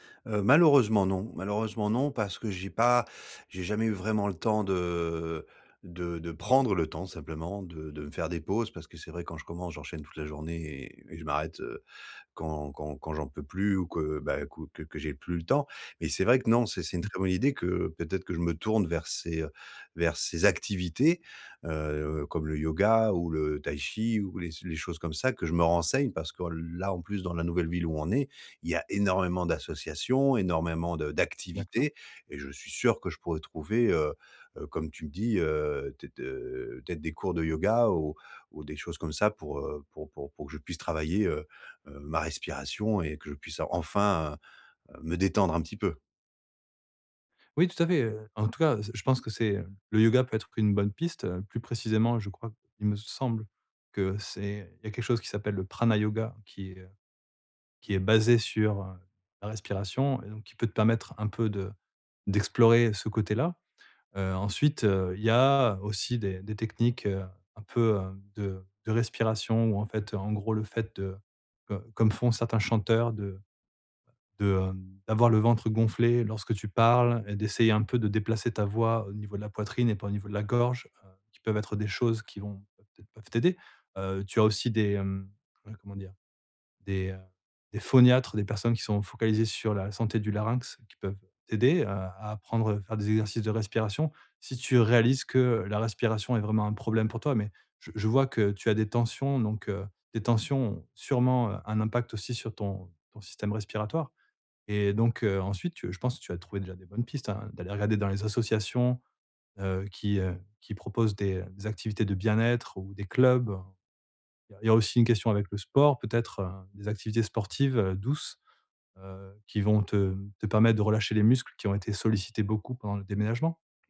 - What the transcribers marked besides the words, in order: stressed: "activités"
- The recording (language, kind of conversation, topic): French, advice, Comment la respiration peut-elle m’aider à relâcher la tension corporelle ?